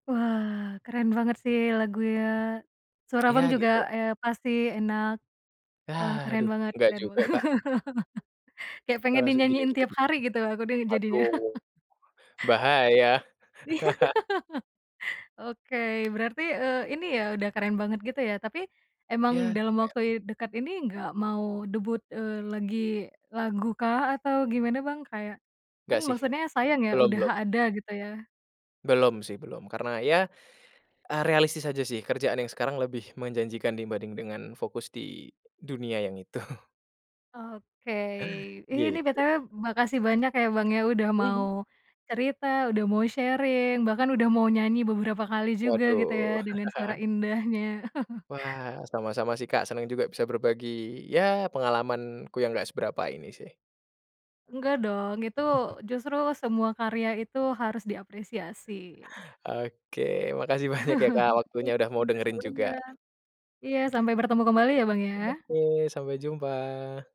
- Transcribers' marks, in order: chuckle; chuckle; laughing while speaking: "Iya"; chuckle; other background noise; laughing while speaking: "itu"; in English: "BTW"; in English: "sharing"; chuckle; chuckle; laughing while speaking: "banyak"; chuckle
- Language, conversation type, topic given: Indonesian, podcast, Seberapa besar pengaruh budaya setempat terhadap selera musikmu?